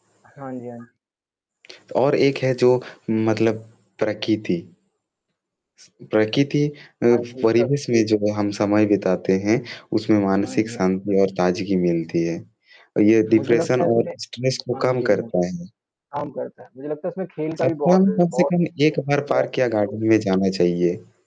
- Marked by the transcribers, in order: static; other background noise; "प्रकृति" said as "प्रकिति"; distorted speech; in English: "डिप्रेशन"; in English: "स्ट्रेस"; in English: "पार्क"; in English: "गार्डन"; unintelligible speech
- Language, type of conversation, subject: Hindi, unstructured, आप अपनी सेहत का ख्याल कैसे रखते हैं?